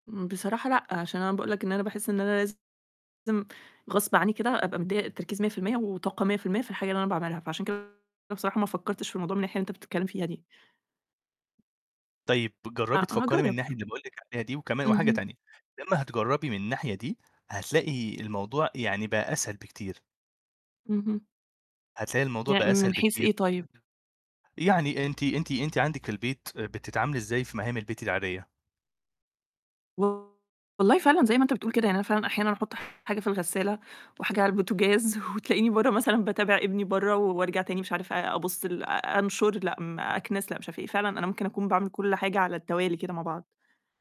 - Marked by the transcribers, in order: distorted speech; other background noise
- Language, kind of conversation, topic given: Arabic, advice, إزاي الكمالية بتمنعك تخلص الشغل أو تتقدّم في المشروع؟